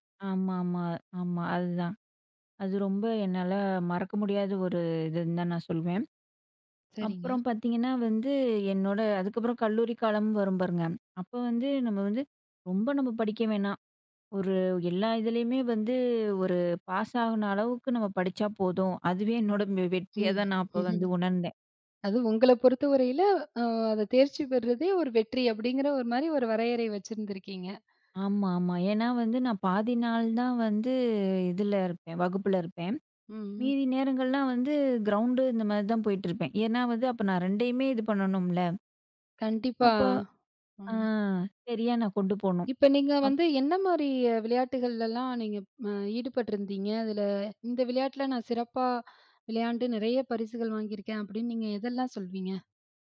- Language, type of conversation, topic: Tamil, podcast, நீ உன் வெற்றியை எப்படி வரையறுக்கிறாய்?
- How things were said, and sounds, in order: other background noise; chuckle